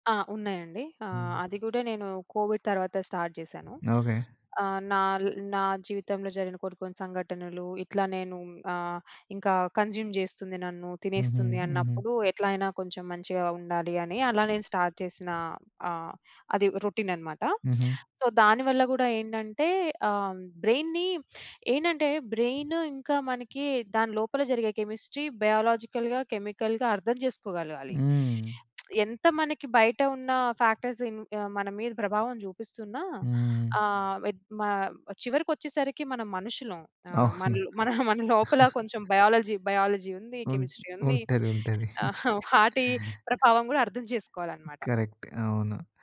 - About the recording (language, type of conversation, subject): Telugu, podcast, నిద్రను మెరుగుపరచుకోవడానికి మీరు పాటించే అలవాట్లు ఏవి?
- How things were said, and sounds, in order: in English: "కోవిడ్"; in English: "స్టార్ట్"; in English: "కన్జ్యూమ్"; in English: "స్టార్ట్"; in English: "రొటీన్"; in English: "సో"; in English: "బ్రెయిన్‌ని"; in English: "బ్రెయిన్"; other background noise; in English: "కెమిస్ట్రీ, బయోలాజికల్‌గా, కెమికల్‌గా"; lip smack; in English: "ఫ్యాక్టర్స్"; chuckle; in English: "బయాలజీ, బయాలజీ"; in English: "కెమిస్ట్రీ"; chuckle; in English: "కరెక్ట్"